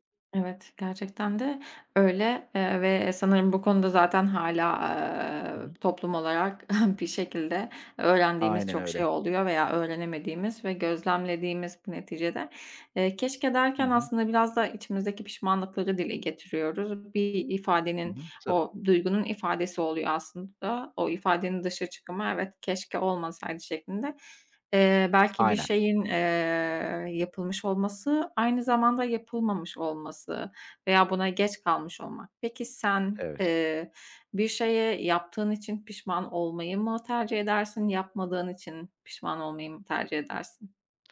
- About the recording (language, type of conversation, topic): Turkish, podcast, Pişmanlık uyandıran anılarla nasıl başa çıkıyorsunuz?
- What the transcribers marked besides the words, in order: other background noise; chuckle